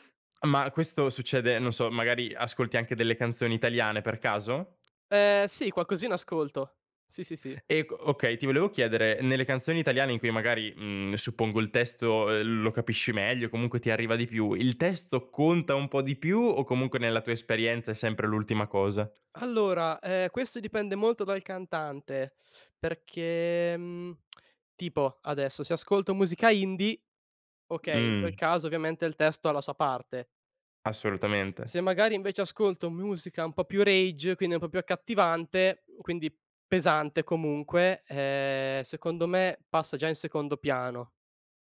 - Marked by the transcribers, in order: none
- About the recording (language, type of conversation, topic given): Italian, podcast, Che playlist senti davvero tua, e perché?